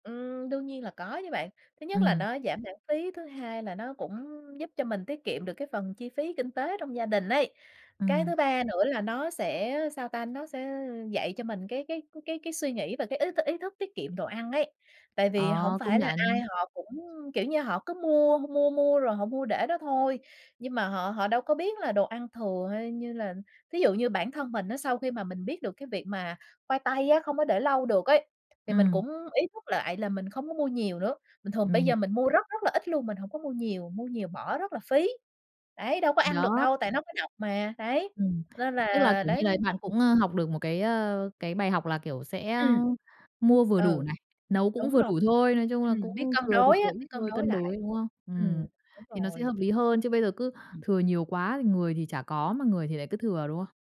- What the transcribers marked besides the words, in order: tapping; other background noise
- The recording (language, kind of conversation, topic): Vietnamese, podcast, Làm sao để biến thức ăn thừa thành món mới ngon?